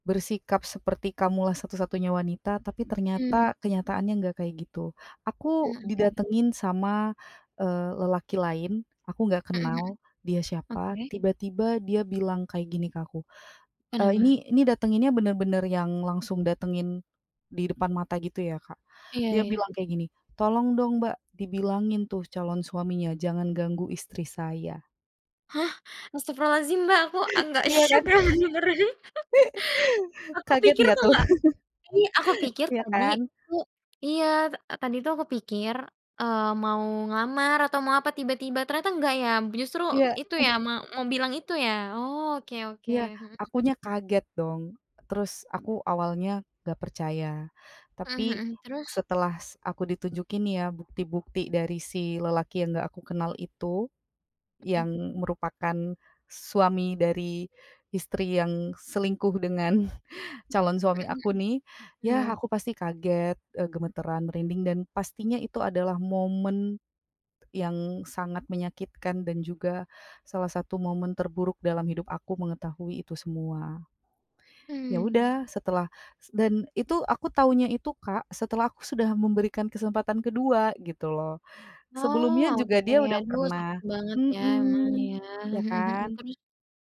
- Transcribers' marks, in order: chuckle; laughing while speaking: "dengernya"; laugh; chuckle; chuckle; "ya" said as "yam"; chuckle; other background noise; laughing while speaking: "dengan"
- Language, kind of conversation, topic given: Indonesian, podcast, Bagaimana kamu bangkit setelah mengalami kegagalan?